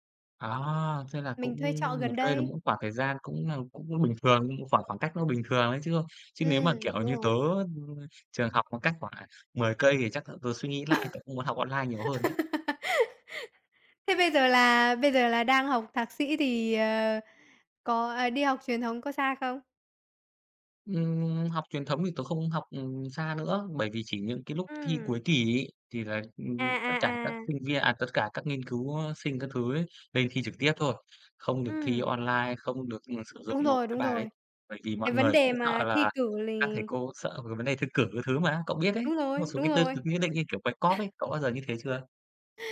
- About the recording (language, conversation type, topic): Vietnamese, unstructured, Bạn nghĩ gì về việc học trực tuyến thay vì đến lớp học truyền thống?
- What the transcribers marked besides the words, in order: other background noise; laugh; other noise